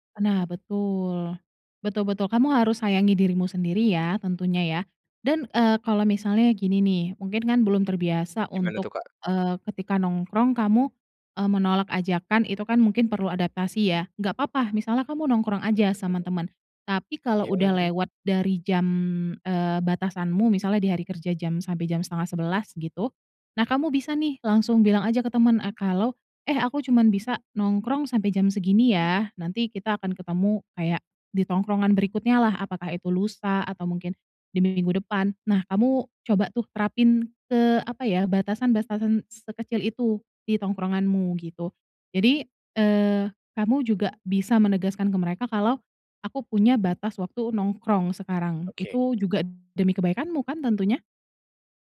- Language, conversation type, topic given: Indonesian, advice, Mengapa Anda sulit bangun pagi dan menjaga rutinitas?
- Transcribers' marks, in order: unintelligible speech